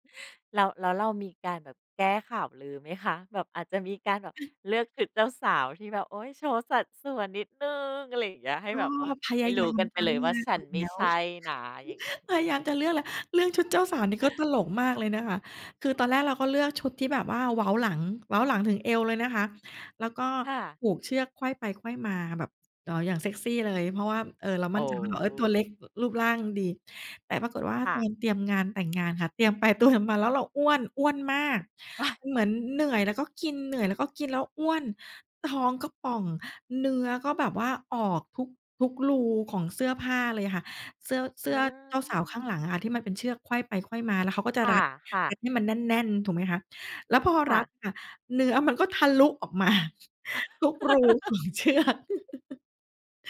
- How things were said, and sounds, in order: other noise; chuckle; chuckle; laugh; laughing while speaking: "มา"; laughing while speaking: "ของ"; chuckle
- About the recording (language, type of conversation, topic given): Thai, podcast, คุณจะจัดการกับข่าวลือในกลุ่มอย่างไร?
- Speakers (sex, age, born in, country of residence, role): female, 40-44, Thailand, Thailand, guest; female, 40-44, Thailand, Thailand, host